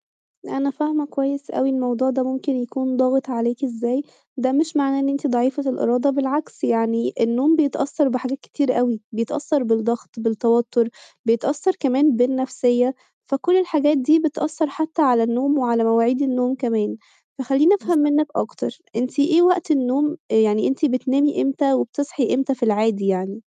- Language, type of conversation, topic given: Arabic, advice, إيه اللي بيصعّب عليك تلتزم بميعاد نوم ثابت كل ليلة؟
- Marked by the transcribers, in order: none